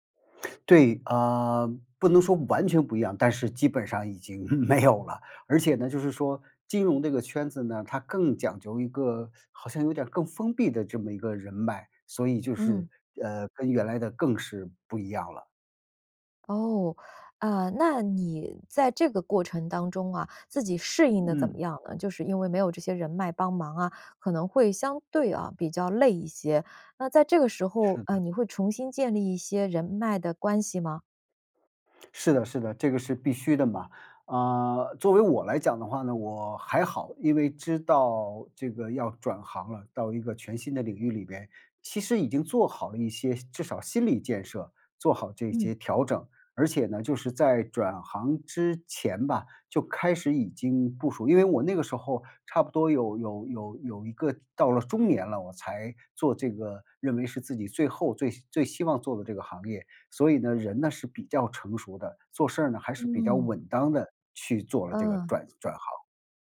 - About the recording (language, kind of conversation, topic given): Chinese, podcast, 转行后怎样重新建立职业人脉？
- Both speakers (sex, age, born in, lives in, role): female, 45-49, China, United States, host; male, 55-59, China, United States, guest
- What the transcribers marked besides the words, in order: laughing while speaking: "没有了"; teeth sucking